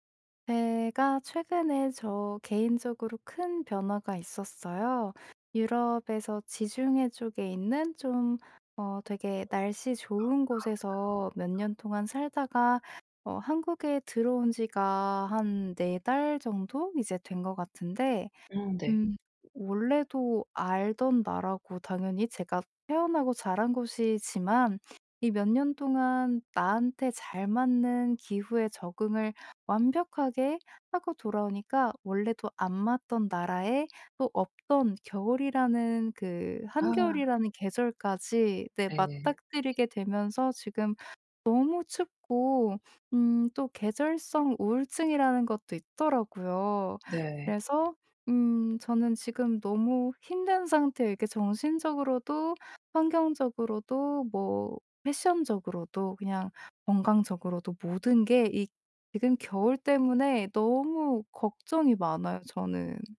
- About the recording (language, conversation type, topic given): Korean, advice, 새로운 기후와 계절 변화에 어떻게 적응할 수 있을까요?
- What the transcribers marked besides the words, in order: tapping; background speech; other background noise